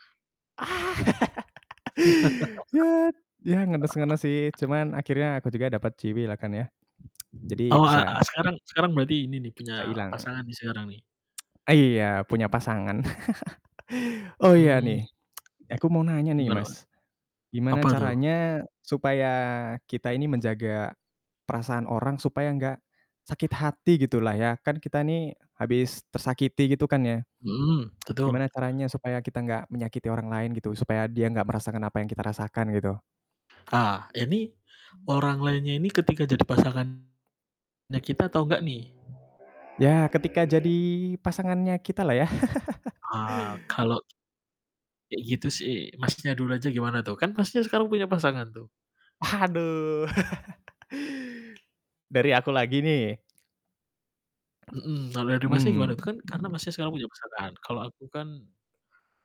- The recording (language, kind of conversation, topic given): Indonesian, unstructured, Bagaimana kamu mengatasi sakit hati setelah mengetahui pasangan tidak setia?
- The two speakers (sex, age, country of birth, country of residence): male, 20-24, Indonesia, Indonesia; male, 25-29, Indonesia, Indonesia
- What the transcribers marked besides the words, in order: laugh; tapping; laugh; tsk; wind; other background noise; tsk; laugh; tsk; distorted speech; tsk; "betul" said as "tetur"; other street noise; laugh; laughing while speaking: "Aduh"; laugh; drawn out: "Hmm"